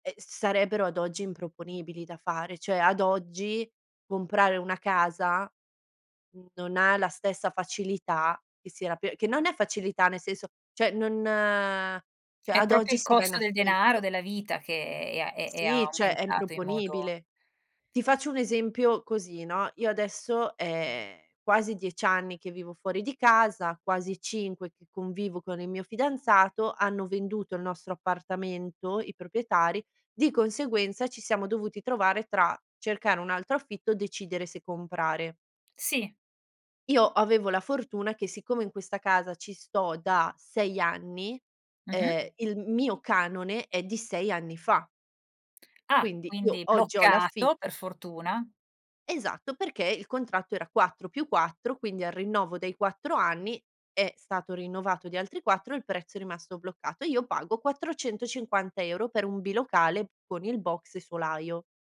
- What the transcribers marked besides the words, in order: "senso" said as "seso"; "cioè" said as "ceh"; drawn out: "non"
- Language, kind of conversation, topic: Italian, podcast, Che cosa significa essere indipendenti per la tua generazione, rispetto a quella dei tuoi genitori?